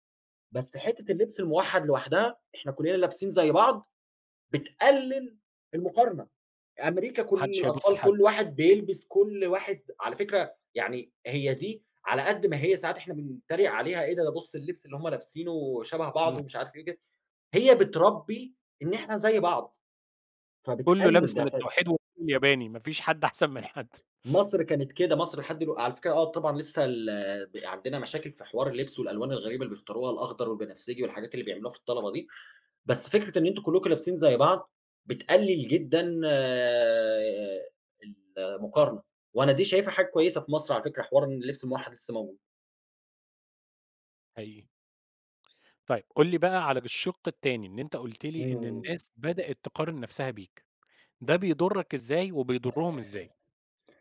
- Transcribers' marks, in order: other background noise; tapping
- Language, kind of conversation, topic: Arabic, podcast, إيه أسهل طريقة تبطّل تقارن نفسك بالناس؟